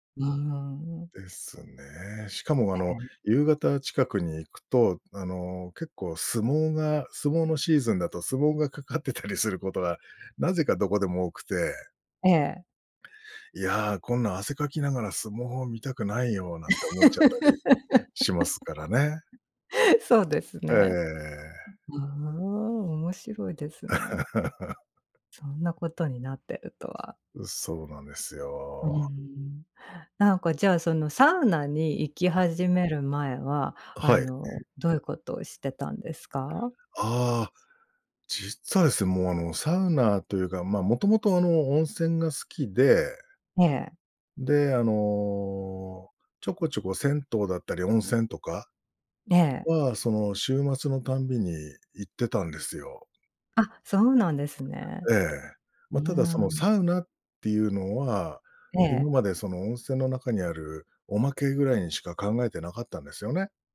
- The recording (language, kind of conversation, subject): Japanese, podcast, 休みの日はどんな風にリセットしてる？
- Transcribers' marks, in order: laugh; laugh